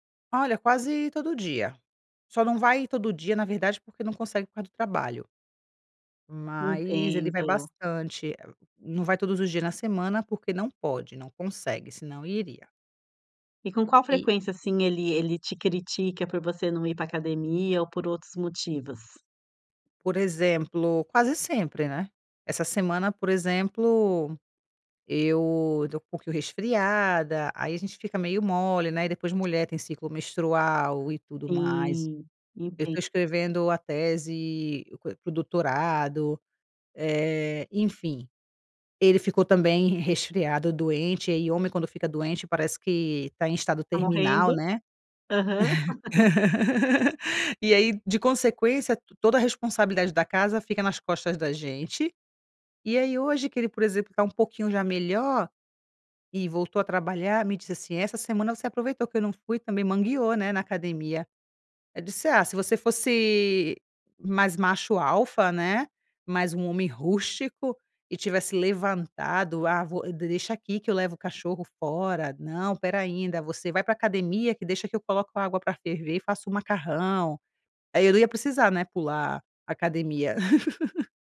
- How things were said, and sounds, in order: laugh; laugh; laugh
- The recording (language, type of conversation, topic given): Portuguese, advice, Como lidar com um(a) parceiro(a) que faz críticas constantes aos seus hábitos pessoais?